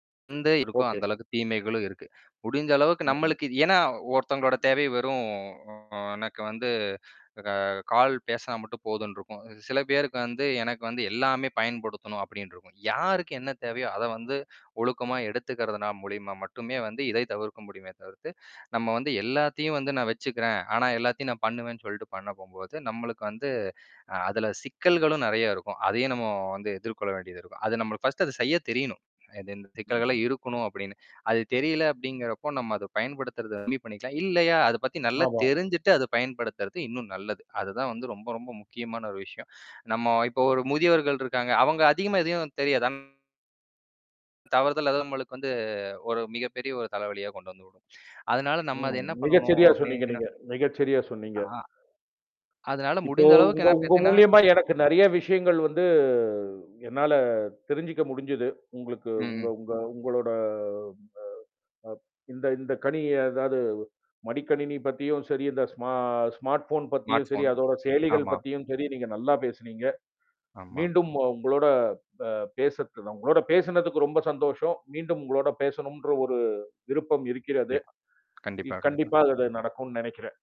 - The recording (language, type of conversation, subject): Tamil, podcast, உங்கள் தினசரி ஸ்மார்ட்போன் பயன்பாடு எப்படி இருக்கிறது?
- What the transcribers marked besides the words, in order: other noise; drawn out: "வெறும்"; distorted speech; tapping; in English: "ஃபர்ஸ்ட்டு"; mechanical hum; other background noise; drawn out: "வந்து"; drawn out: "உங்களோட"; "கணினி" said as "கணிய"; in English: "ஸ்மார்ட்"; in English: "ஸ்மார்ட்"